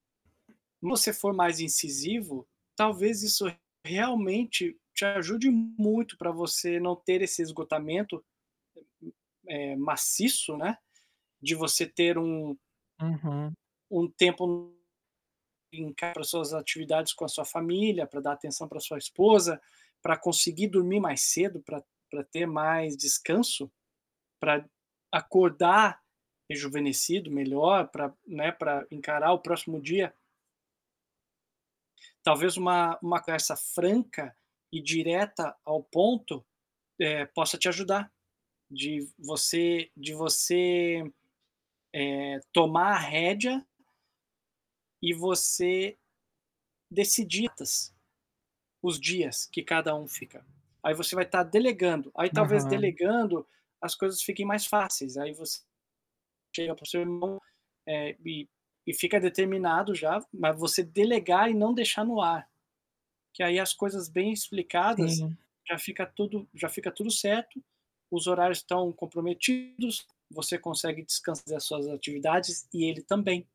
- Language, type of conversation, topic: Portuguese, advice, Como é cuidar de um familiar doente e lidar com o esgotamento emocional?
- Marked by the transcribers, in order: tapping; distorted speech; unintelligible speech; other background noise; static